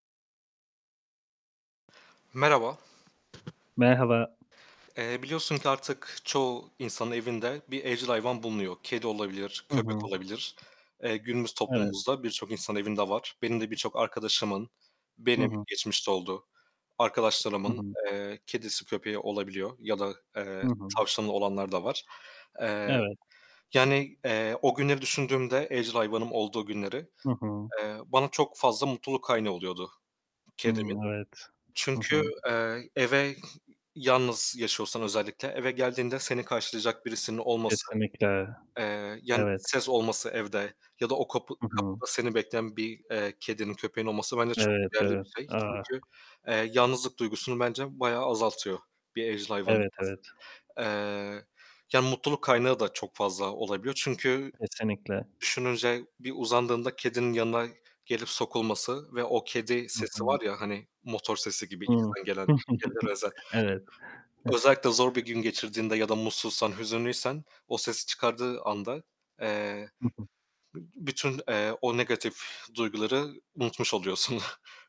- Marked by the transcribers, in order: static; other background noise; tapping; distorted speech; chuckle; giggle
- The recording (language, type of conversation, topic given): Turkish, unstructured, Evcil hayvan sahiplenmenin en büyük faydaları nelerdir?
- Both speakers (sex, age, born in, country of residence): male, 25-29, Turkey, Poland; male, 30-34, Turkey, Italy